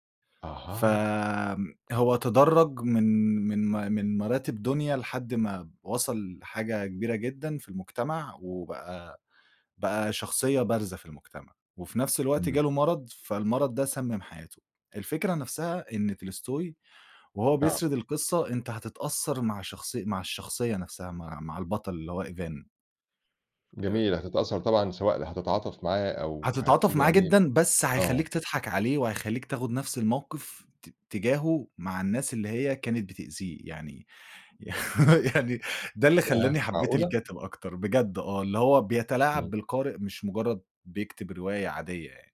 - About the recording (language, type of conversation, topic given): Arabic, podcast, مين أو إيه اللي كان له أكبر تأثير في تشكيل ذوقك الفني؟
- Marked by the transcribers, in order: laughing while speaking: "يعني"